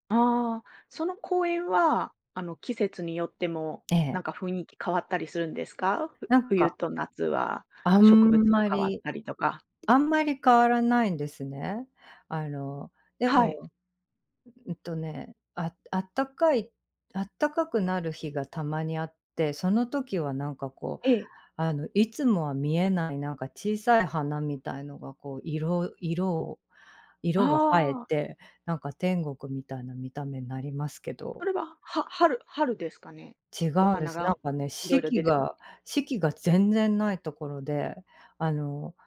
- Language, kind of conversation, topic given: Japanese, podcast, 街中の小さな自然にふれると、気持ちは本当に落ち着きますか？その理由は何ですか？
- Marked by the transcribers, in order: none